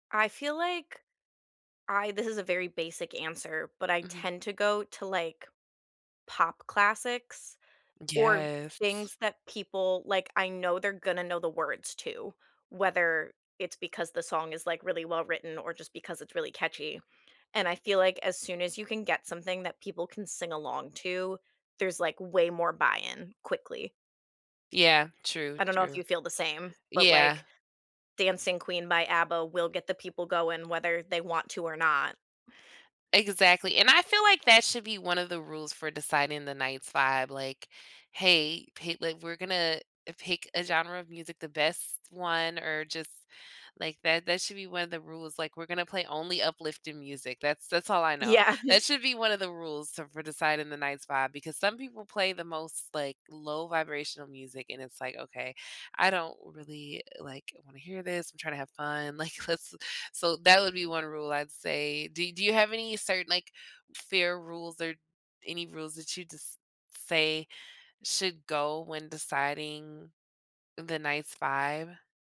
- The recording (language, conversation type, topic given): English, unstructured, How do you handle indecision when a group has very different ideas about the vibe for a night out?
- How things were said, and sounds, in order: tapping; laughing while speaking: "Yeah"; other background noise; laughing while speaking: "like, let's"